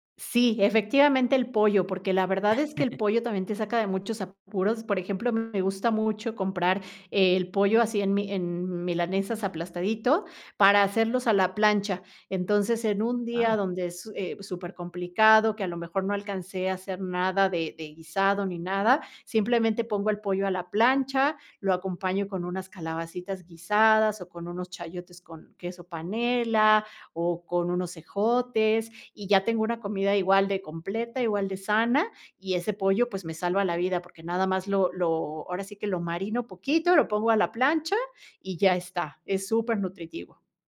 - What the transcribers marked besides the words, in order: laugh
- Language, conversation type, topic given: Spanish, podcast, ¿Cómo te organizas para comer más sano sin complicarte?